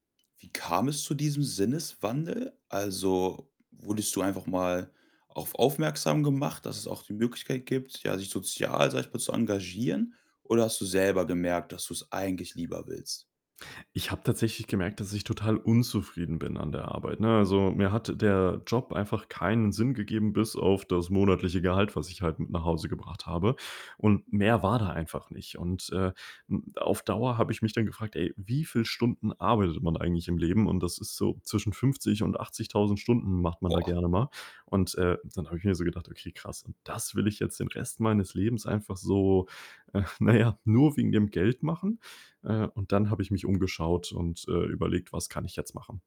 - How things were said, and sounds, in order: stressed: "das"
- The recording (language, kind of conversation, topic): German, podcast, Was bedeutet Arbeit für dich, abgesehen vom Geld?